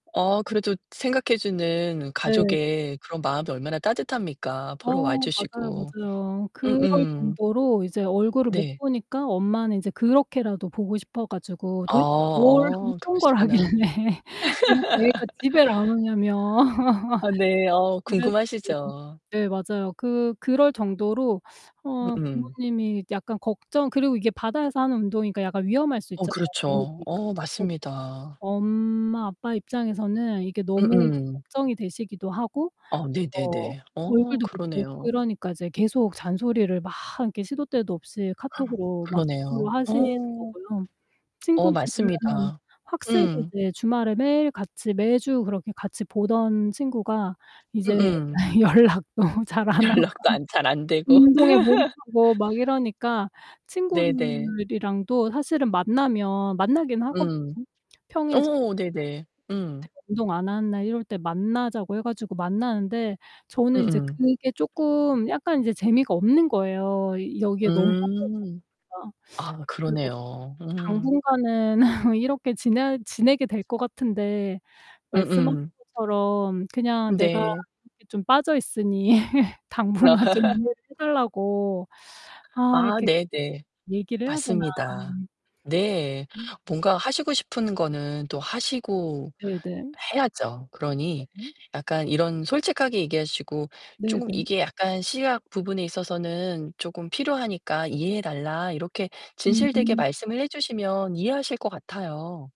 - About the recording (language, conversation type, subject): Korean, advice, 운동 시간 때문에 가족이나 친구와 갈등이 생겼을 때 어떻게 해결하면 좋을까요?
- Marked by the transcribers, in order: other background noise; distorted speech; laughing while speaking: "하길래"; laugh; laugh; unintelligible speech; gasp; tapping; unintelligible speech; laughing while speaking: "연락도 안 잘 안 되고"; laughing while speaking: "연락도 잘 안 하고"; laugh; laugh; laughing while speaking: "빠져있으니 당분간 좀"; laugh